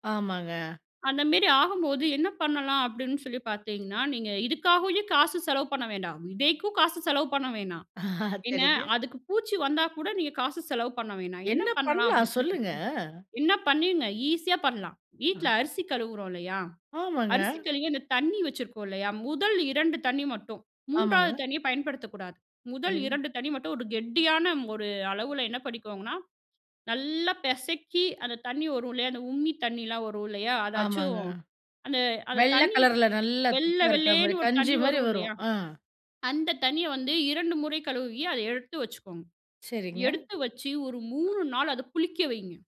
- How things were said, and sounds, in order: laughing while speaking: "சரிங்க"
- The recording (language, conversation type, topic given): Tamil, podcast, மரநடுவதற்காக ஒரு சிறிய பூங்காவை அமைக்கும் போது எந்தெந்த விஷயங்களை கவனிக்க வேண்டும்?